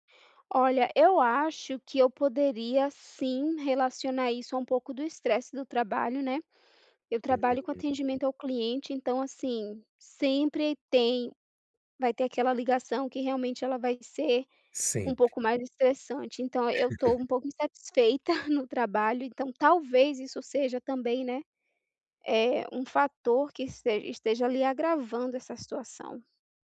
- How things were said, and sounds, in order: laugh; chuckle
- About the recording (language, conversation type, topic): Portuguese, advice, Como posso aprender a reconhecer os sinais de fome e de saciedade no meu corpo?